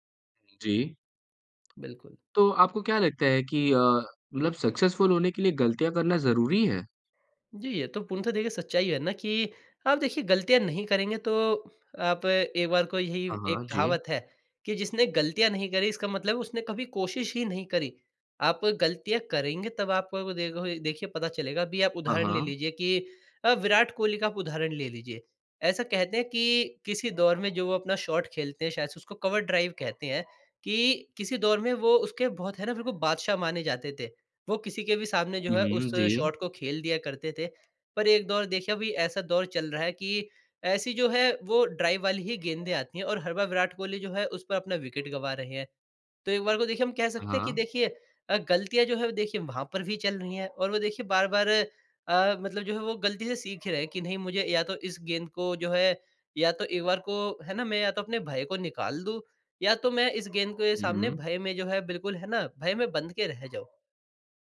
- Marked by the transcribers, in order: in English: "सक्सेसफ़ुल"; dog barking
- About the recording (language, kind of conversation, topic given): Hindi, podcast, गलतियों से आपने क्या सीखा, कोई उदाहरण बताएँ?